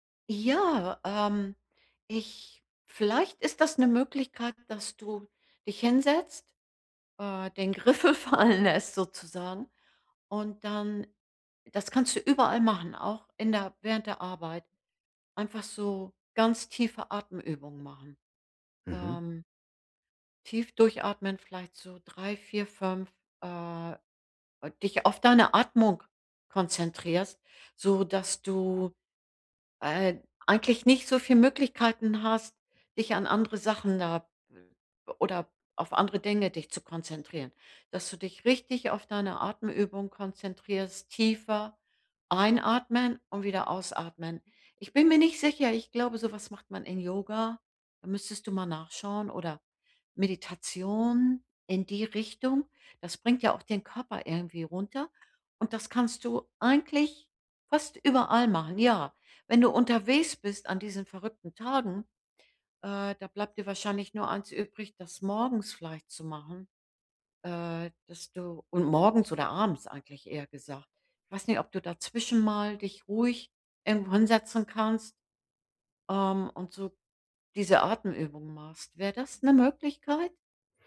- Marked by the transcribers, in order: laughing while speaking: "Griffel fallen"
- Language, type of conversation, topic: German, advice, Wie kann ich nach einem langen Tag zuhause abschalten und mich entspannen?